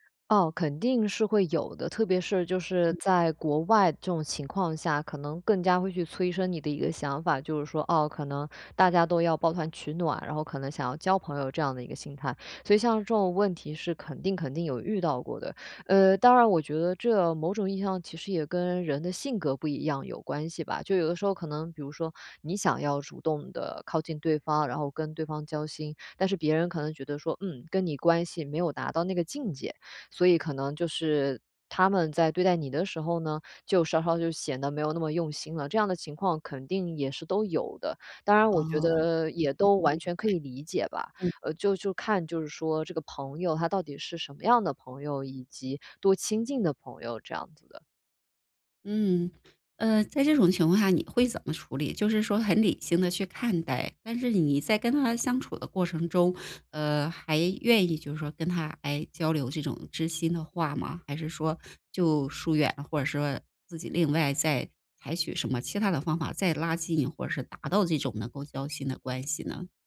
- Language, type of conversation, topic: Chinese, podcast, 在面临困难时，来自家人还是朋友的支持更关键？
- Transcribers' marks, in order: unintelligible speech